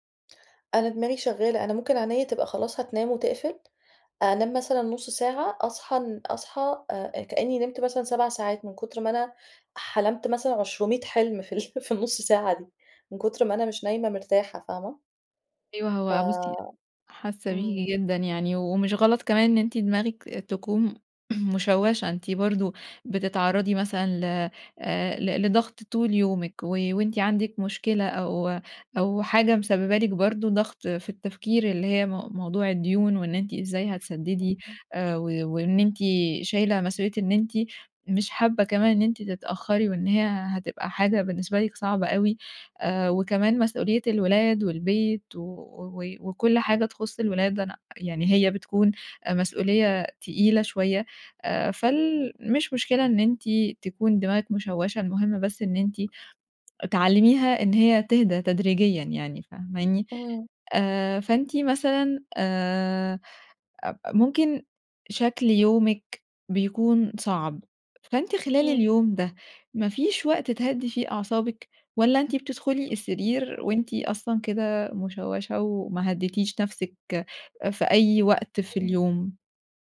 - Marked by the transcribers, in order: laughing while speaking: "في ال"; throat clearing; unintelligible speech; tapping
- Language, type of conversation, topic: Arabic, advice, إزاي أقدر أنام لما الأفكار القلقة بتفضل تتكرر في دماغي؟